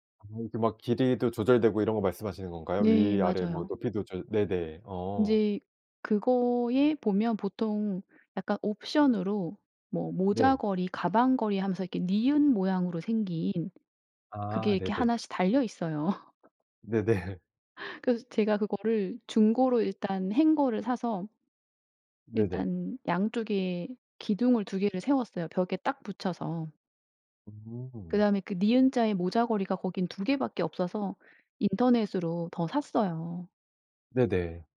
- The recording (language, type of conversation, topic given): Korean, podcast, 작은 집에서도 더 편하게 생활할 수 있는 팁이 있나요?
- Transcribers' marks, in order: tapping; laugh; laughing while speaking: "네네"; in English: "hanger를"